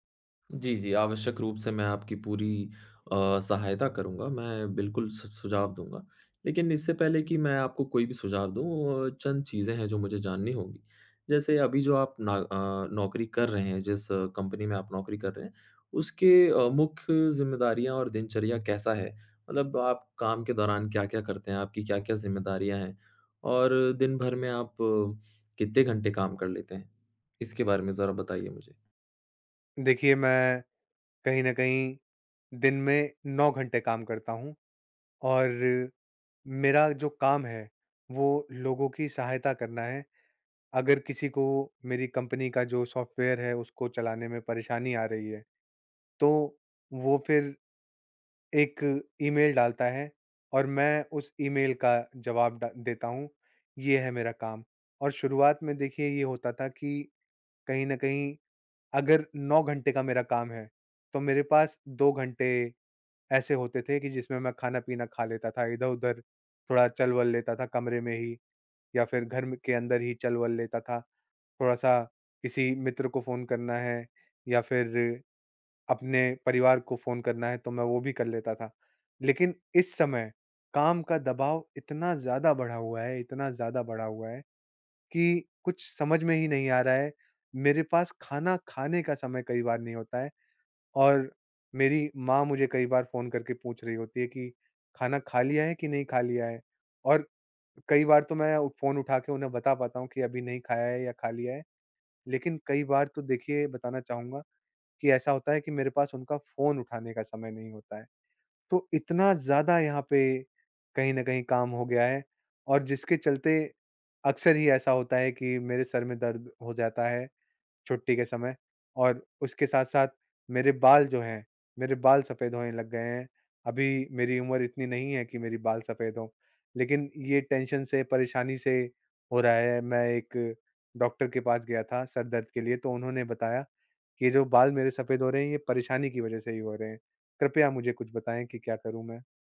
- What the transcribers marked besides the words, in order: in English: "टेंशन"
- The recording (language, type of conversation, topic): Hindi, advice, नौकरी बदलने या छोड़ने के विचार को लेकर चिंता और असमर्थता